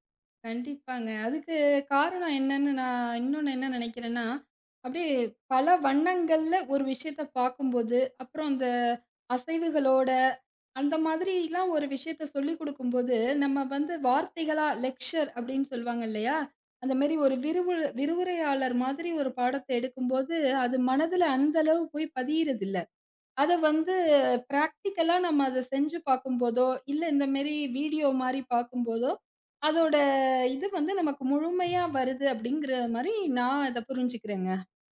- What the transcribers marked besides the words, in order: in English: "லெக்சர்"; drawn out: "வந்து"; in English: "பராக்டீக்கல்லா"; drawn out: "அதோட"
- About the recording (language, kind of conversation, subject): Tamil, podcast, பாடங்களை நன்றாக நினைவில் வைப்பது எப்படி?